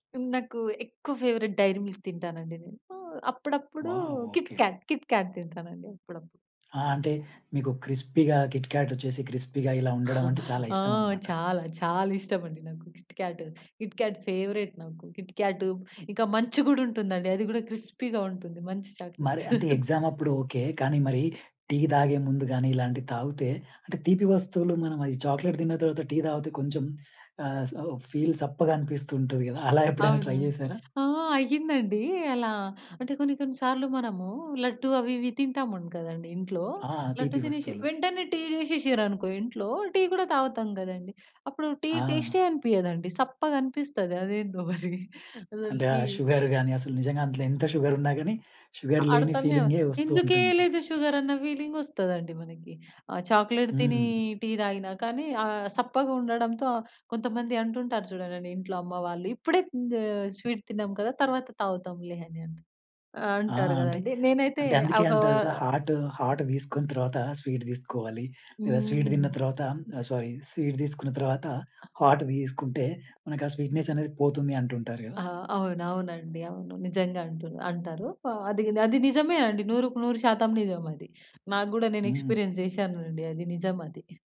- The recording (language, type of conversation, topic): Telugu, podcast, కాఫీ లేదా టీ మీ శక్తిని ఎలా ప్రభావితం చేస్తాయని మీరు భావిస్తారు?
- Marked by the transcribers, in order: in English: "ఫేవరెట్"; in English: "క్రిస్పీ‌గా"; in English: "క్రిస్పీ‌గా"; in English: "ఫేవరెట్"; in English: "క్రిస్పీగా"; in English: "చాక్లెట్"; laugh; in English: "ఎగ్జామ్"; in English: "చాక్లెట్"; in English: "ఫీల్"; chuckle; in English: "ట్రై"; "తింటాము" said as "తింటామం"; chuckle; in English: "షుగర్"; in English: "షుగర్"; in English: "షుగర్"; in English: "షుగర్"; in English: "ఫీలింగ్"; in English: "చాక్లెట్"; other background noise; in English: "స్వీట్"; in English: "హాట్ హాట్"; in English: "స్వీట్"; in English: "స్వీట్"; in English: "సారీ స్వీట్"; in English: "హాట్"; in English: "స్వీట్‌నెస్"; in English: "ఎక్స్పీరియన్స్"